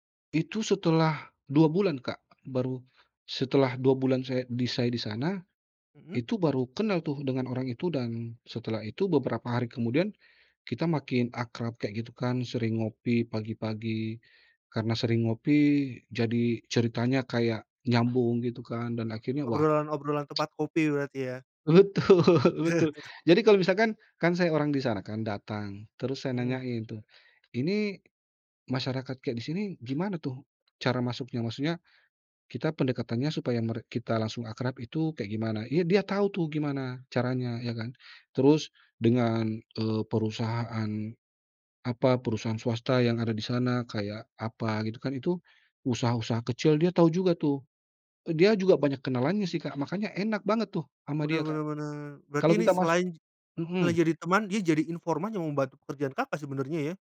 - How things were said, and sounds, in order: other background noise; tsk; laughing while speaking: "Betul"; chuckle
- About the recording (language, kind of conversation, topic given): Indonesian, podcast, Pernahkah kamu bertemu warga setempat yang membuat perjalananmu berubah, dan bagaimana ceritanya?